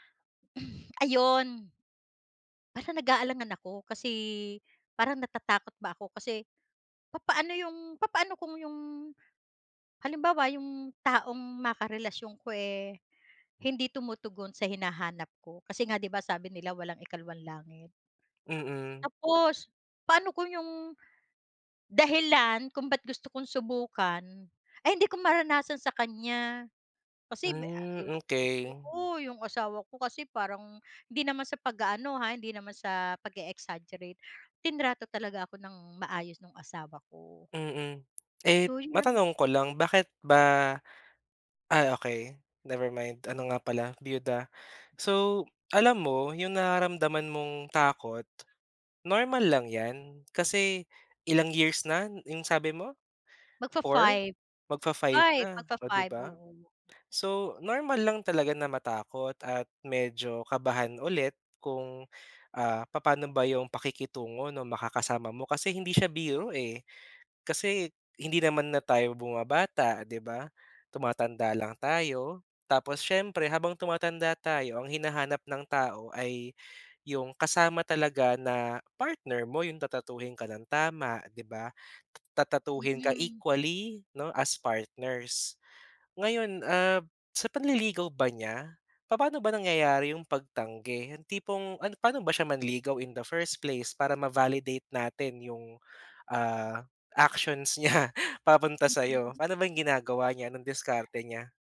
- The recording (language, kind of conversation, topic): Filipino, advice, Bakit ako natatakot na subukan muli matapos ang paulit-ulit na pagtanggi?
- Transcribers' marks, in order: sigh; "tatratuhin" said as "tatatuhin"